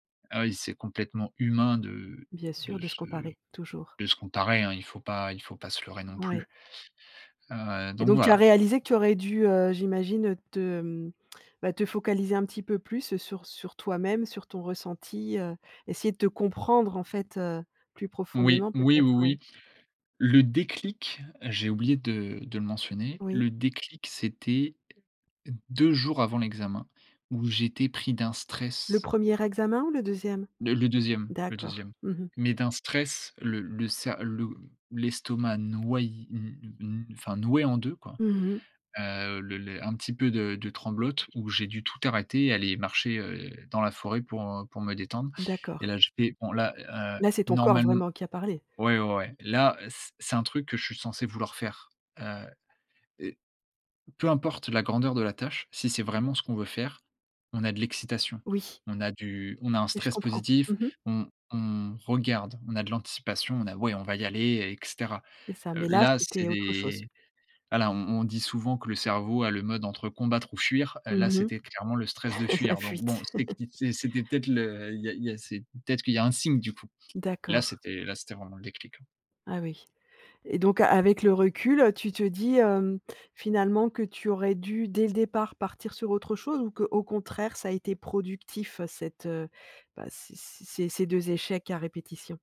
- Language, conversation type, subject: French, podcast, Peux-tu parler d’un échec qui t’a finalement servi ?
- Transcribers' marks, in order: put-on voice: "ouais, on va y aller"; chuckle; laugh